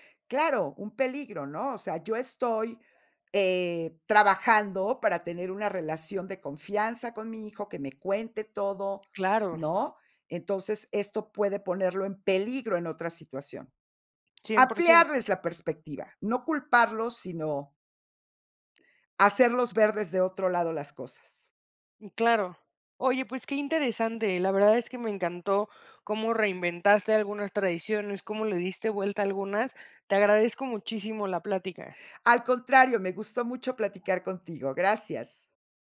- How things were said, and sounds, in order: tapping
- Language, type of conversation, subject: Spanish, podcast, ¿Cómo decides qué tradiciones seguir o dejar atrás?